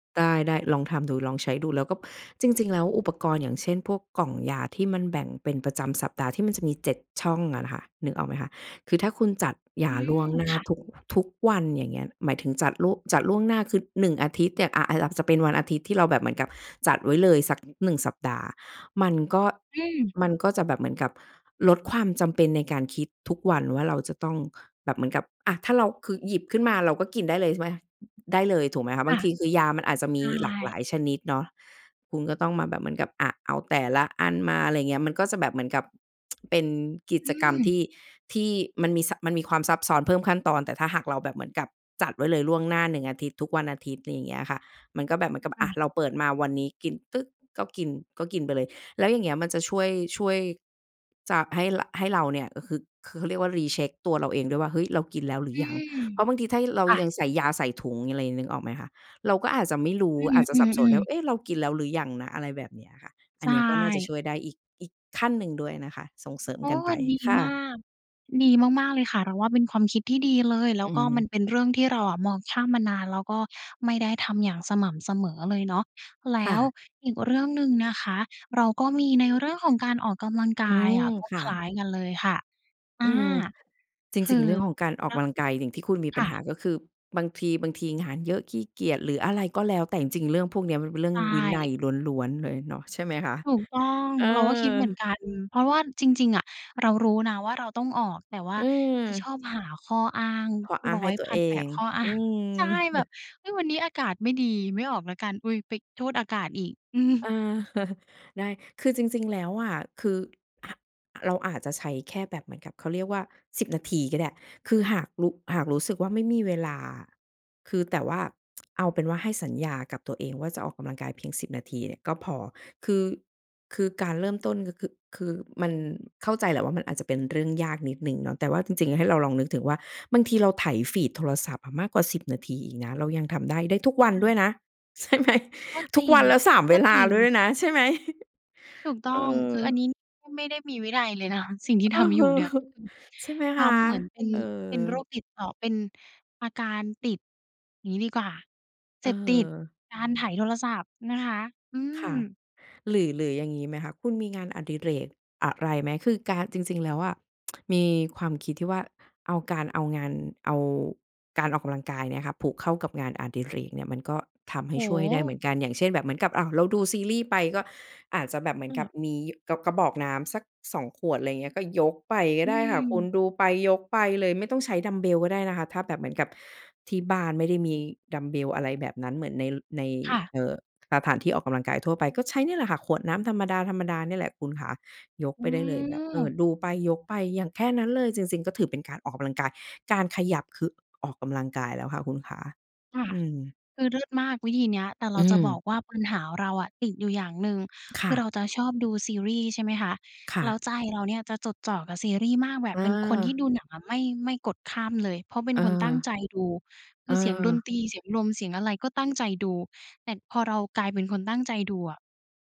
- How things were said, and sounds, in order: "ก็" said as "ก้บ"; other noise; tsk; in English: "re-check"; laughing while speaking: "อ้าง"; chuckle; laughing while speaking: "อืม"; chuckle; tsk; stressed: "ทุกวันด้วยนะ"; laughing while speaking: "ใช่ไหม ?"; chuckle; laughing while speaking: "นะ"; chuckle; other background noise; tsk; "คะ" said as "ฮับ"; tapping; "สถาน" said as "ตะถาน"; "แต่" said as "แต็ด"
- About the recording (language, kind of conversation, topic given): Thai, advice, คุณมักลืมกินยา หรือทำตามแผนการดูแลสุขภาพไม่สม่ำเสมอใช่ไหม?